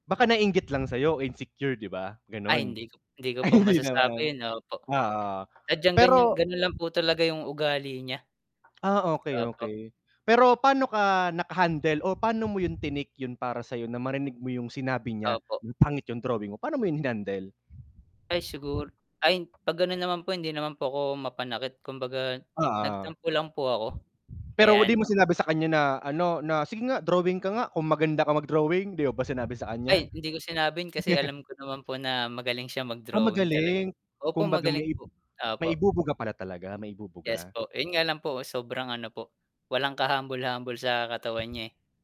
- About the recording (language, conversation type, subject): Filipino, unstructured, Ano ang pinakamasakit na sinabi ng iba tungkol sa iyo?
- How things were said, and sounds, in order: wind; laughing while speaking: "Ay, hindi"; other background noise; tapping; static; chuckle; distorted speech